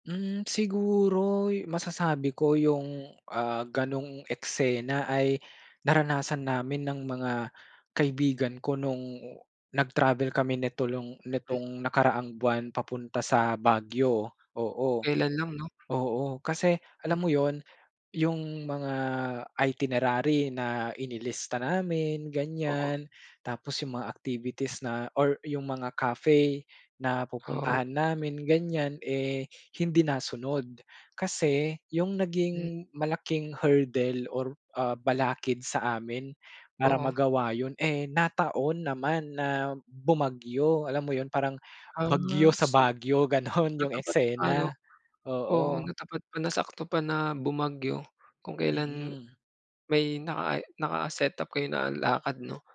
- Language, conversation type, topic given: Filipino, podcast, Maaari mo bang ikuwento ang paborito mong alaala sa paglalakbay?
- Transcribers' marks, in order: in English: "hurdle"